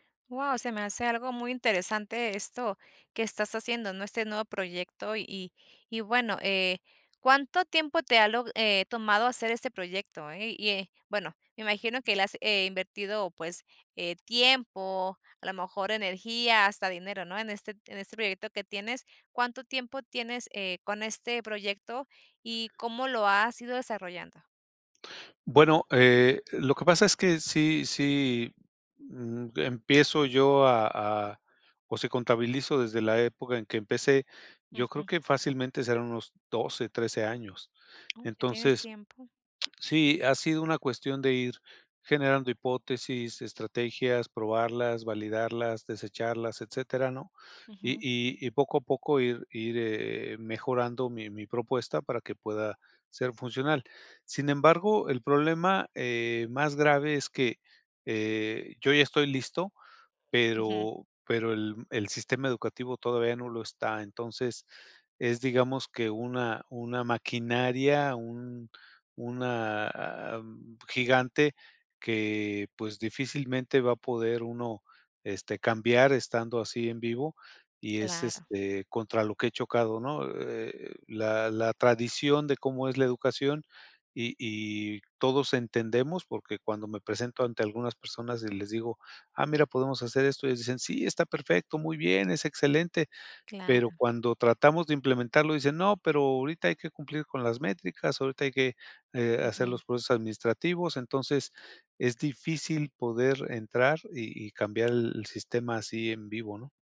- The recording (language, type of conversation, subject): Spanish, advice, ¿Cómo sé cuándo debo ajustar una meta y cuándo es mejor abandonarla?
- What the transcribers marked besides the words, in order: tapping; other background noise